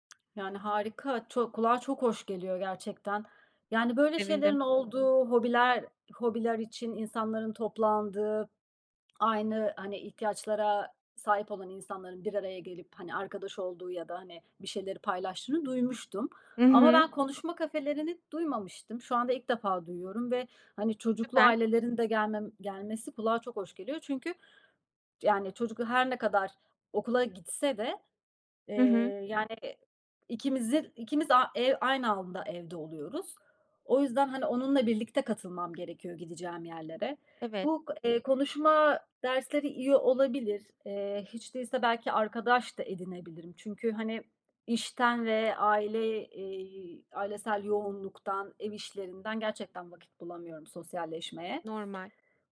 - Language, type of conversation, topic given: Turkish, advice, Hedefler koymama rağmen neden motive olamıyor ya da hedeflerimi unutuyorum?
- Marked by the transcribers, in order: tapping; other background noise